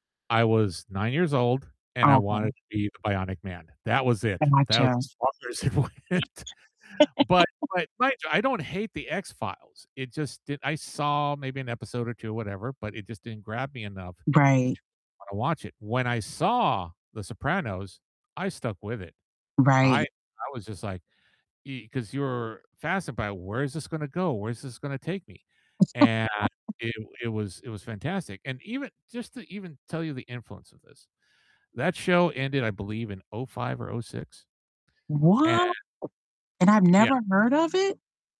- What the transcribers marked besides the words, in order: distorted speech; other background noise; laugh; laughing while speaking: "it went"; static; stressed: "saw"; laugh; mechanical hum
- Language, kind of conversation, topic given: English, unstructured, What TV show can you watch over and over again?
- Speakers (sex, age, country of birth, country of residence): female, 45-49, United States, United States; male, 60-64, United States, United States